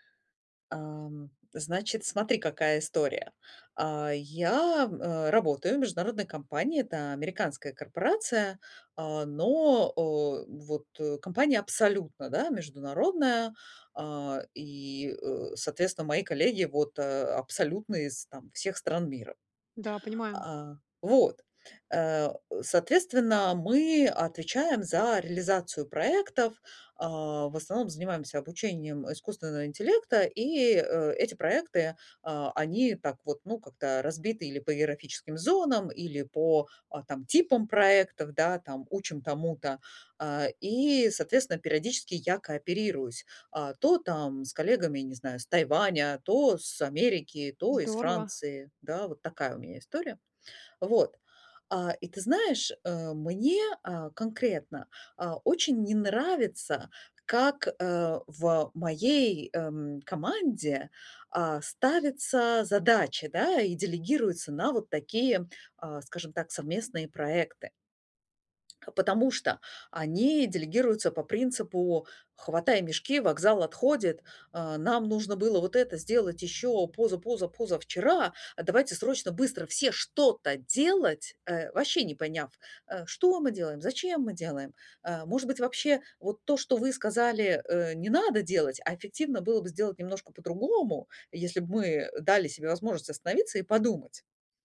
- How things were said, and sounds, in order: tapping; stressed: "что-то"
- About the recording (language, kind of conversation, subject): Russian, advice, Как мне улучшить свою профессиональную репутацию на работе?